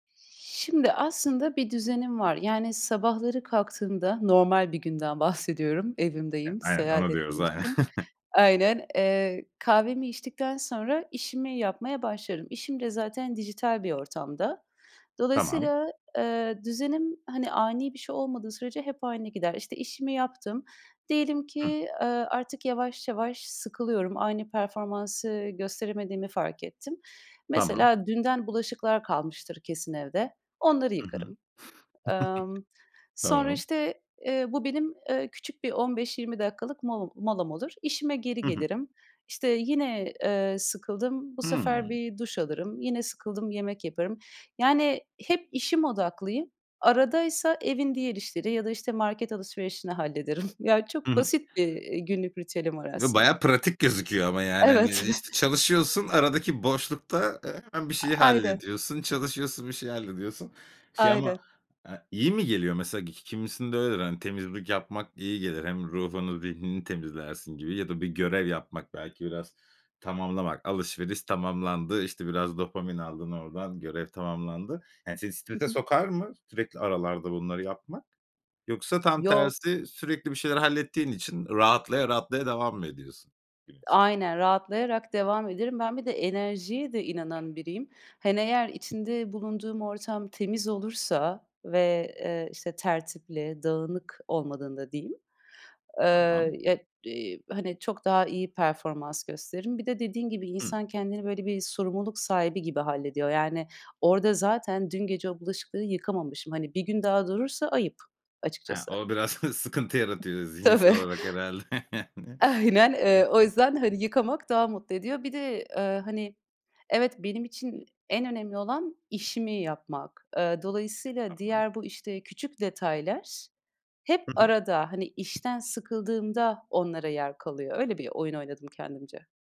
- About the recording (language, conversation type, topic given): Turkish, podcast, Evde sakinleşmek için uyguladığın küçük ritüeller nelerdir?
- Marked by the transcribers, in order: chuckle; other background noise; chuckle; scoff; chuckle; tapping; chuckle; laughing while speaking: "Tabii. Aynen"; chuckle